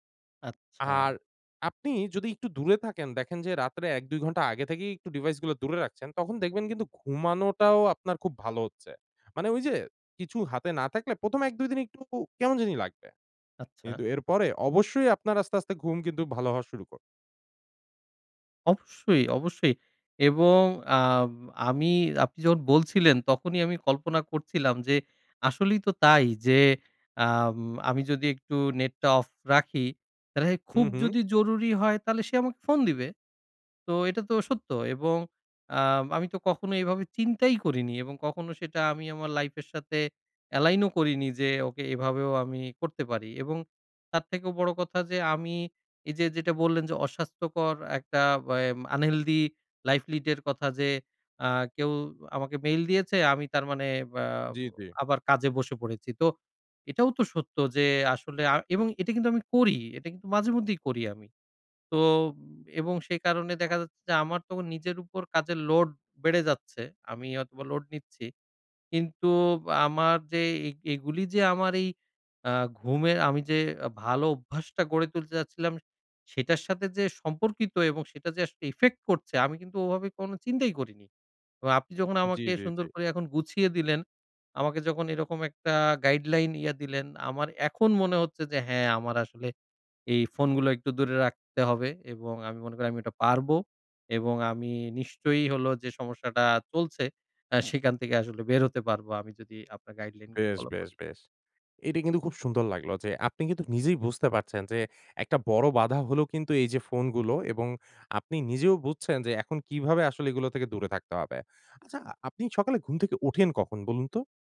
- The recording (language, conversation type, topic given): Bengali, advice, নিয়মিতভাবে রাতে নির্দিষ্ট সময়ে ঘুমাতে যাওয়ার অভ্যাস কীভাবে বজায় রাখতে পারি?
- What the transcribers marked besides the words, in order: in English: "device"; in English: "life"; in English: "align"; in English: "unhealthy life lead"; in English: "mail"; in English: "load"; in English: "load"; in English: "effect"; in English: "guideline"; in English: "guideline"